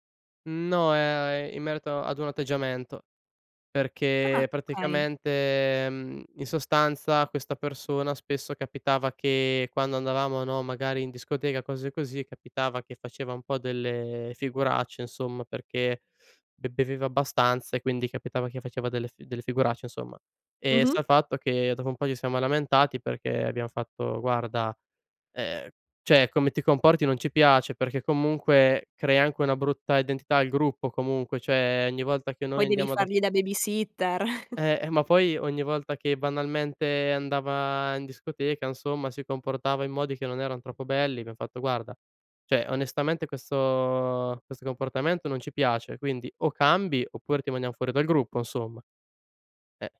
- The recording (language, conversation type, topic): Italian, podcast, Cosa significa per te essere autentico, concretamente?
- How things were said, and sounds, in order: other background noise; "cioè" said as "ceh"; "Cioè" said as "ceh"; chuckle; "Cioè" said as "ceh"